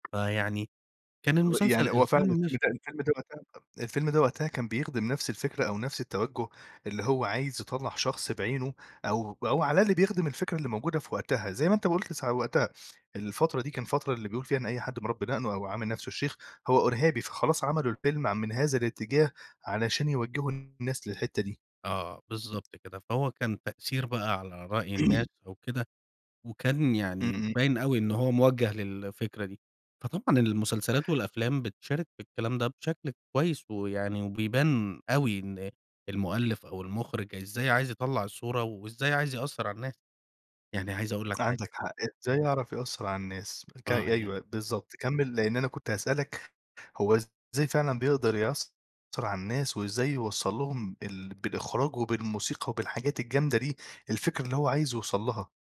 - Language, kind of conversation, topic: Arabic, podcast, إيه رأيك في دور المسلسلات في تشكيل رأي الناس؟
- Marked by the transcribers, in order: tapping; unintelligible speech; throat clearing